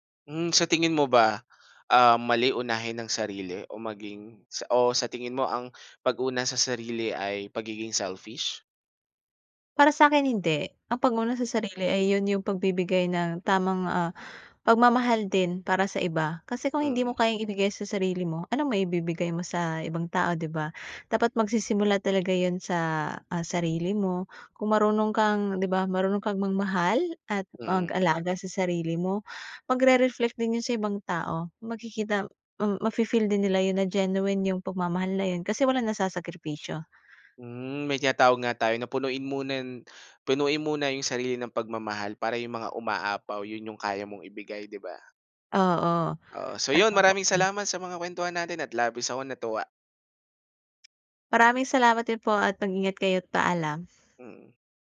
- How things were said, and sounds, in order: dog barking
- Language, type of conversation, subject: Filipino, podcast, Paano ka humaharap sa pressure ng mga tao sa paligid mo?